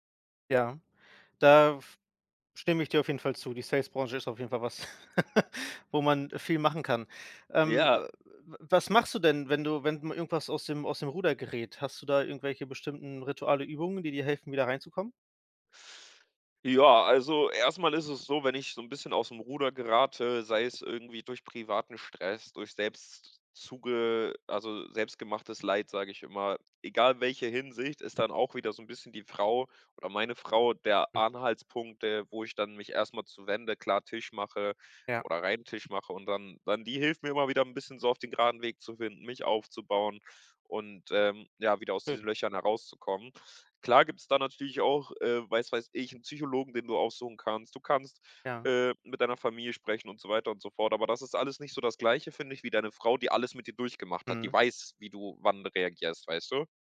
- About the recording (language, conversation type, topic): German, podcast, Wie findest du heraus, was dir im Leben wirklich wichtig ist?
- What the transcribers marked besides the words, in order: laughing while speaking: "was"; laugh; other background noise